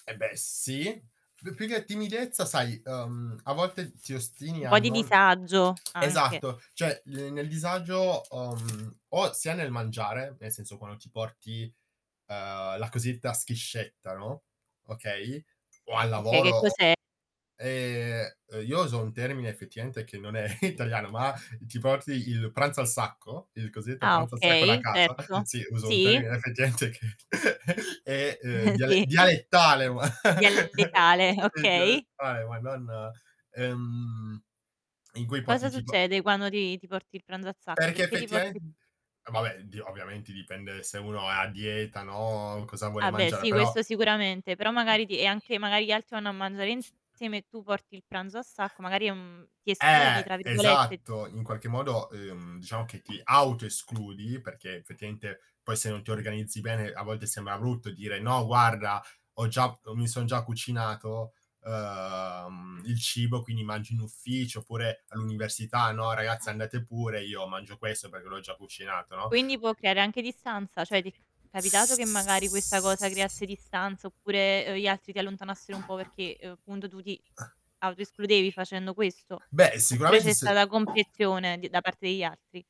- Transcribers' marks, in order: tapping; background speech; "cioè" said as "ceh"; drawn out: "uhm"; other background noise; distorted speech; drawn out: "Ehm"; chuckle; laughing while speaking: "italiano"; chuckle; laughing while speaking: "che"; chuckle; laugh; "Vabbè" said as "abbè"; drawn out: "uhm"; static; drawn out: "S"; other noise
- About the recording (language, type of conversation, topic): Italian, podcast, Qual è il ruolo della cucina nelle relazioni sociali?